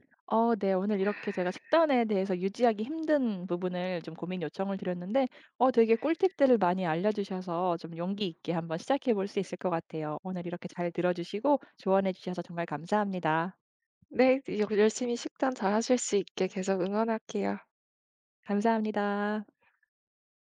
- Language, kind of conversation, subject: Korean, advice, 새로운 식단(채식·저탄수 등)을 꾸준히 유지하기가 왜 이렇게 힘들까요?
- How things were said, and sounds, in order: other background noise; tapping